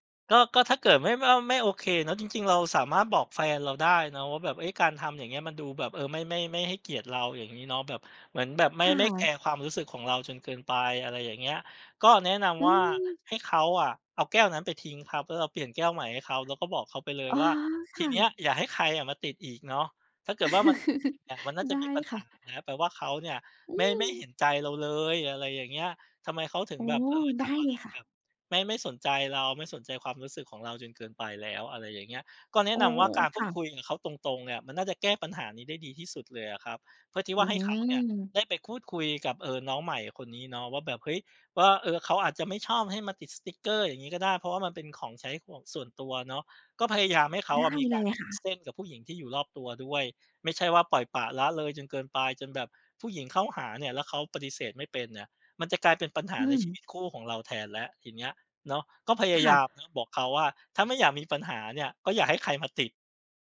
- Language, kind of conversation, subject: Thai, advice, ทำไมคุณถึงสงสัยว่าแฟนกำลังมีความสัมพันธ์ลับหรือกำลังนอกใจคุณ?
- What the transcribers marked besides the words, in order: laugh; other background noise; tapping